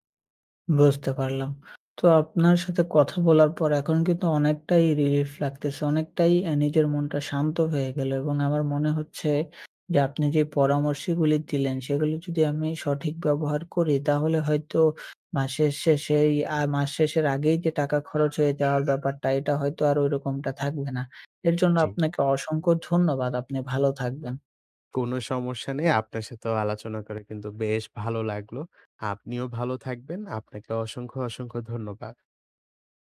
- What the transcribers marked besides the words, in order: in English: "রিলিফ"; other background noise
- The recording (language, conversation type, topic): Bengali, advice, মাস শেষ হওয়ার আগেই টাকা শেষ হয়ে যাওয়া নিয়ে কেন আপনার উদ্বেগ হচ্ছে?